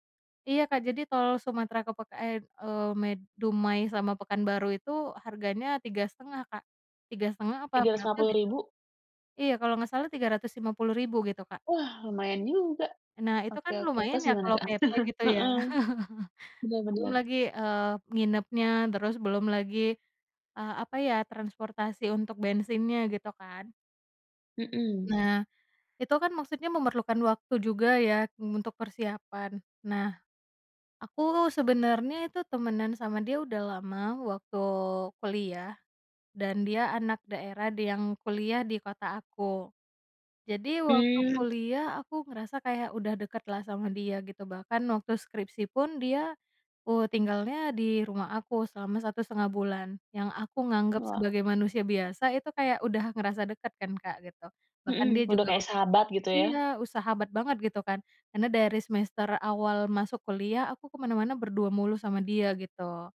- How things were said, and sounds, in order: other background noise; chuckle; tapping
- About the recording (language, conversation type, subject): Indonesian, podcast, Bagaimana sikapmu saat teman sibuk bermain ponsel ketika sedang mengobrol?